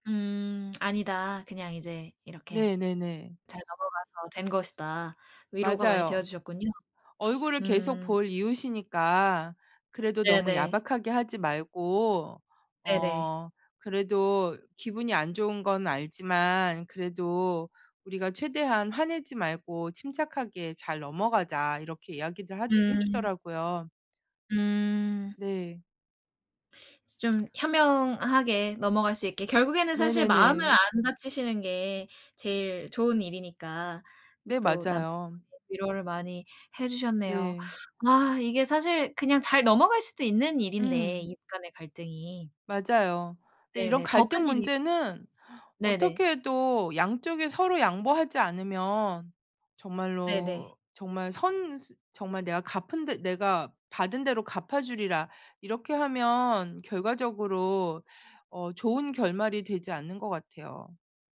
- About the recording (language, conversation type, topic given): Korean, podcast, 이웃 간 갈등이 생겼을 때 가장 원만하게 해결하는 방법은 무엇인가요?
- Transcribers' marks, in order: tapping; other background noise